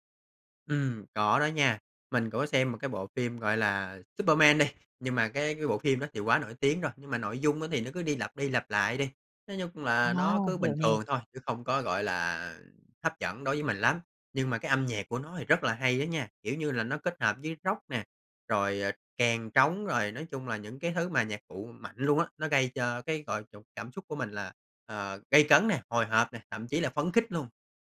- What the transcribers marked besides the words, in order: tapping; "cho" said as "chộ"
- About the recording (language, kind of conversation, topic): Vietnamese, podcast, Âm nhạc thay đổi cảm xúc của một bộ phim như thế nào, theo bạn?